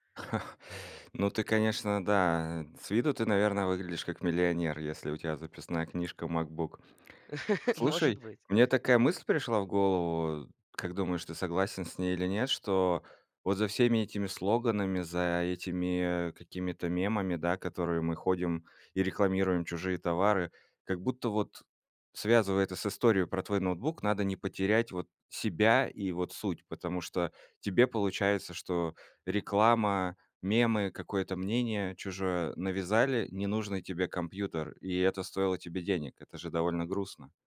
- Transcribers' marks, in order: chuckle; laugh
- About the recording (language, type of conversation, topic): Russian, podcast, Как реклама и соцсети меняют ваш язык?